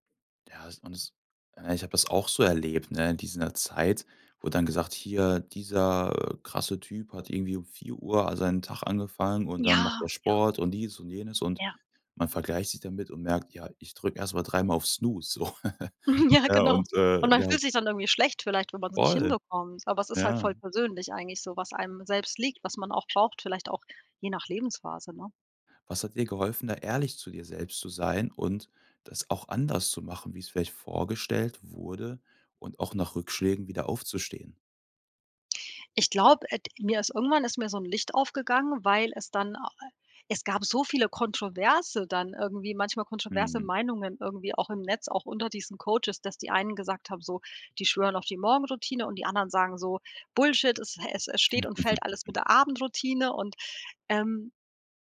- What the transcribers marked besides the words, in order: laughing while speaking: "Mhm. Ja, genau"; chuckle; in English: "Bullshit"; giggle
- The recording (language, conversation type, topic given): German, podcast, Wie sieht deine Morgenroutine eigentlich aus, mal ehrlich?